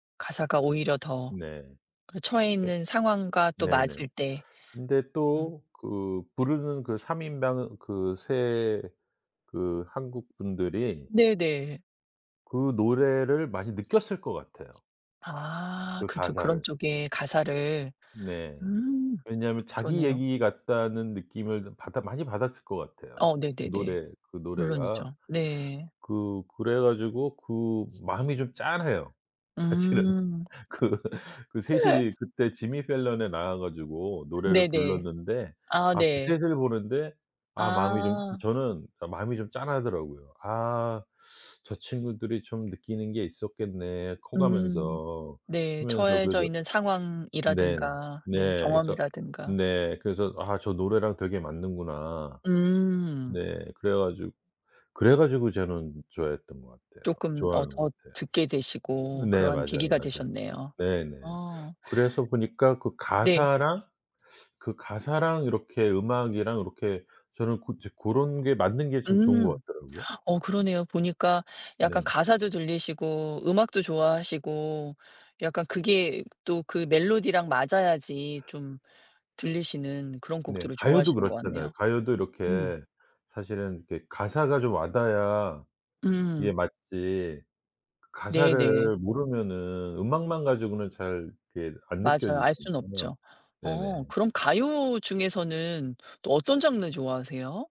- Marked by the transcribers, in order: tapping; other background noise; laughing while speaking: "사실은. 그"; laugh
- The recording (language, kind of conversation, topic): Korean, podcast, 좋아하는 음악 장르는 무엇이고, 왜 좋아하시나요?